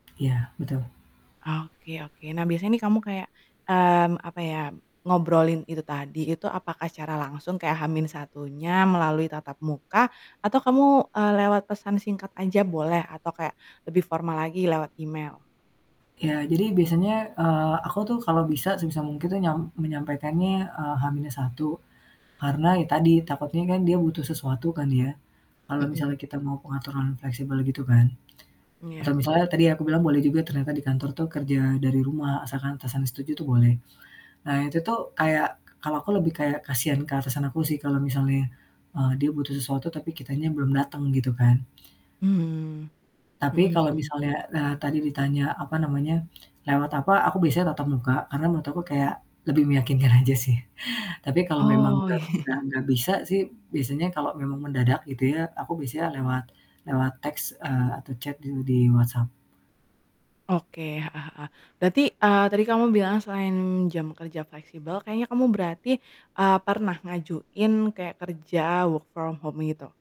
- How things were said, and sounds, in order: static; tapping; laughing while speaking: "aja sih"; distorted speech; chuckle; in English: "chat"; in English: "work from home"
- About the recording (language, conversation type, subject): Indonesian, podcast, Bagaimana cara membicarakan jam kerja fleksibel dengan atasan?